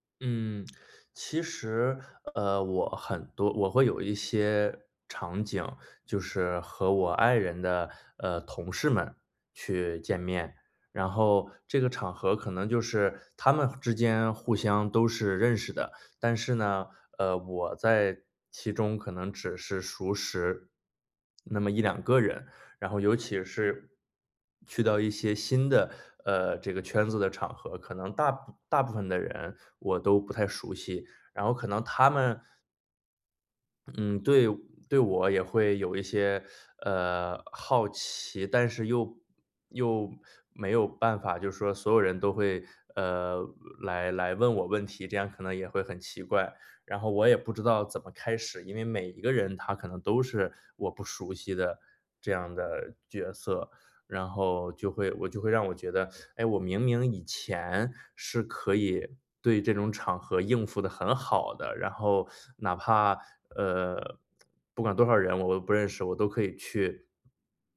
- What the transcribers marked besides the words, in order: other background noise; teeth sucking
- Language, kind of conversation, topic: Chinese, advice, 在聚会时觉得社交尴尬、不知道怎么自然聊天，我该怎么办？